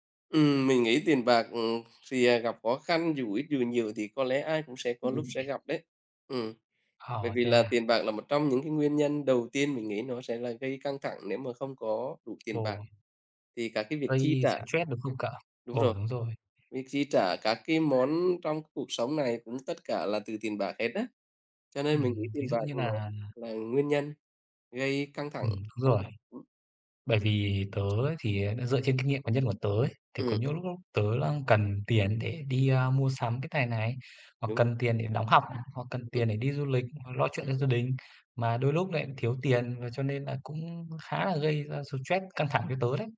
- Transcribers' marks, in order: unintelligible speech; tapping; other background noise; unintelligible speech
- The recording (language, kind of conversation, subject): Vietnamese, unstructured, Tiền bạc có phải là nguyên nhân chính gây căng thẳng trong cuộc sống không?